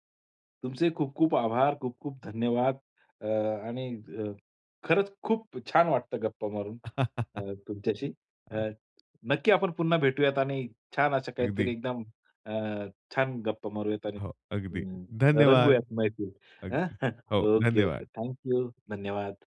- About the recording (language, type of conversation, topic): Marathi, podcast, चित्रपट किंवा संगीताचा तुमच्या शैलीवर कसा परिणाम झाला?
- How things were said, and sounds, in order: tapping; laugh; chuckle